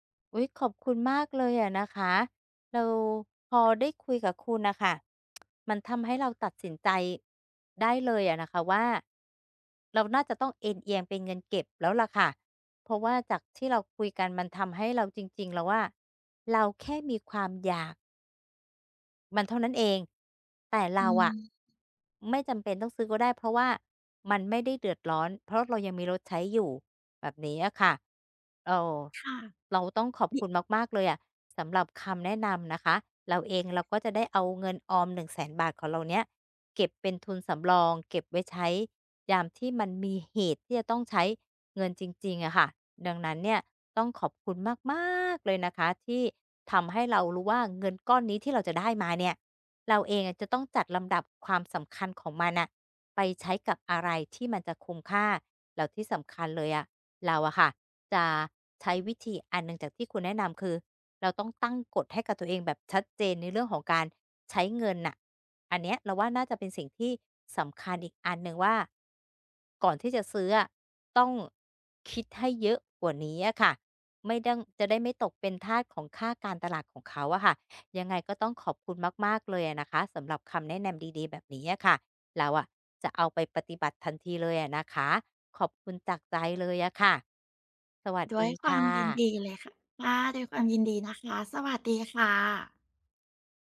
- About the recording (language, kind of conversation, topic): Thai, advice, จะจัดลำดับความสำคัญระหว่างการใช้จ่ายเพื่อความสุขตอนนี้กับการออมเพื่ออนาคตได้อย่างไร?
- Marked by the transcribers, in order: tsk; other background noise; stressed: "มาก ๆ"